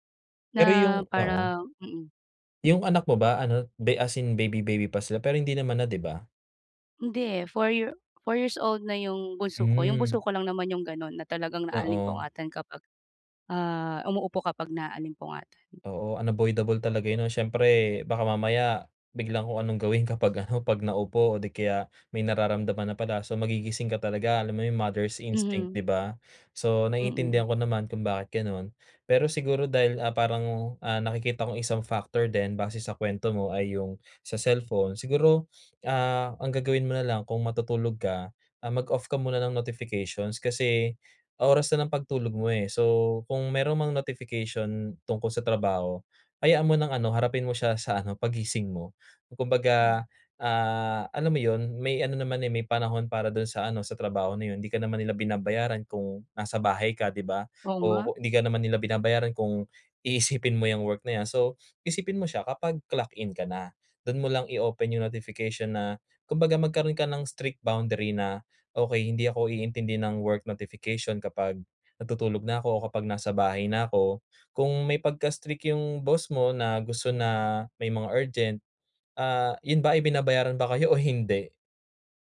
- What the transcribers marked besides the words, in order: in English: "unavoidable"; laughing while speaking: "kapag"; in English: "mother's instinct"; laughing while speaking: "ano"; in English: "clock in"
- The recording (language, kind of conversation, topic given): Filipino, advice, Paano ako makakakuha ng mas mabuting tulog gabi-gabi?